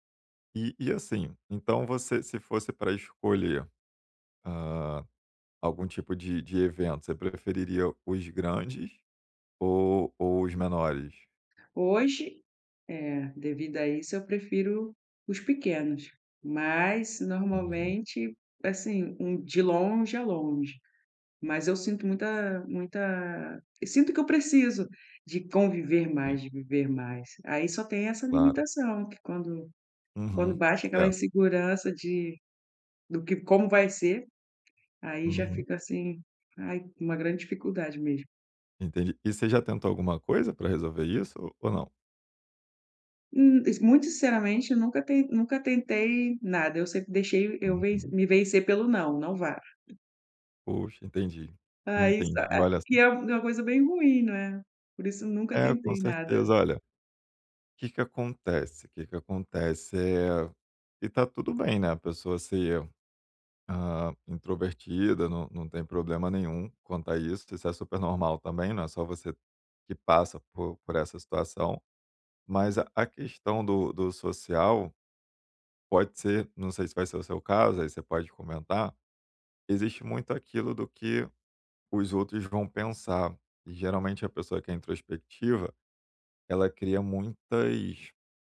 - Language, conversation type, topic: Portuguese, advice, Como posso me sentir mais à vontade em celebrações sociais?
- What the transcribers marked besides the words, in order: tapping; other background noise